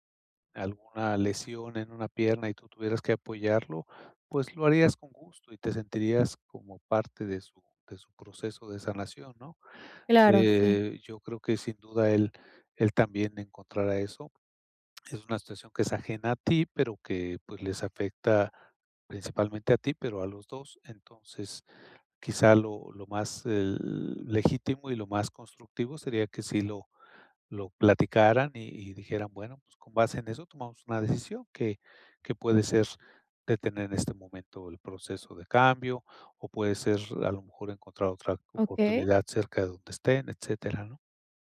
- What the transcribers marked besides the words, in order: tapping
- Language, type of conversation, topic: Spanish, advice, ¿Cómo puedo mantener mi motivación durante un proceso de cambio?